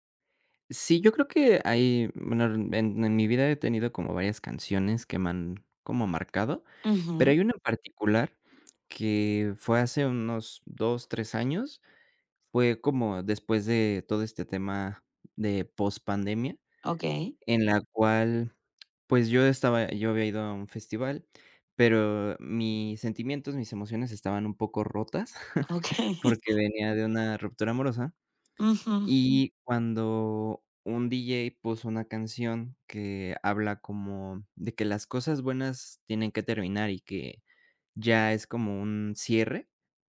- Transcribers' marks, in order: tapping; laughing while speaking: "Okey"; chuckle
- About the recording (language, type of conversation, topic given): Spanish, podcast, ¿Qué canción te transporta a un recuerdo específico?